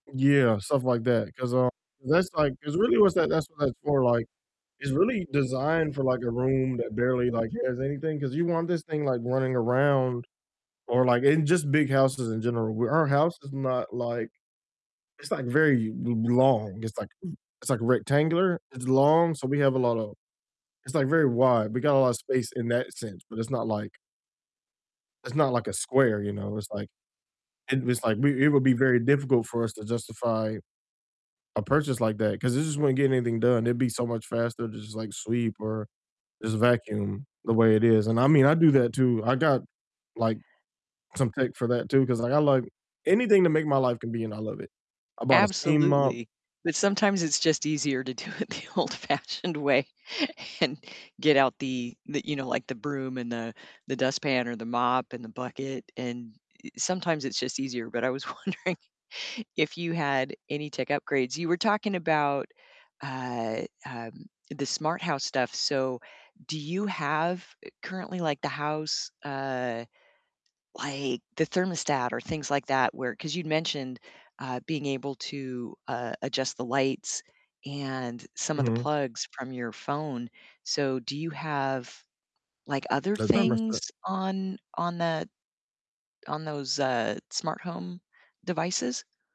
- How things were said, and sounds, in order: distorted speech; laughing while speaking: "do it the old-fashioned way and"; laughing while speaking: "wondering"; other background noise
- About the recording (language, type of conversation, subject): English, unstructured, What tiny tech upgrade has felt like a big win for you?
- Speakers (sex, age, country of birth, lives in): female, 55-59, United States, United States; male, 30-34, United States, United States